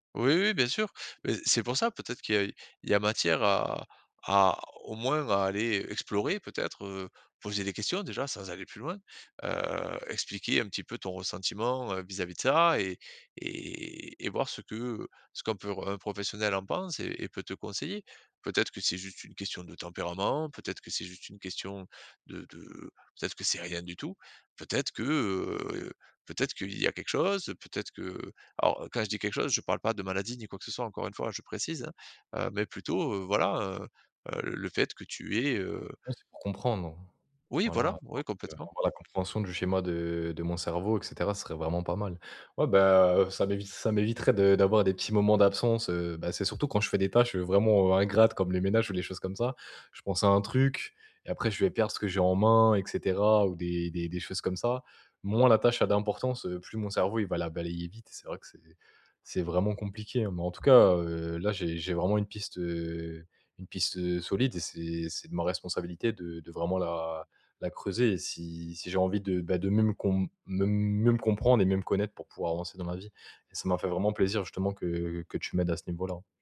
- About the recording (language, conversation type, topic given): French, advice, Comment puis-je rester concentré longtemps sur une seule tâche ?
- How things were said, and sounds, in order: none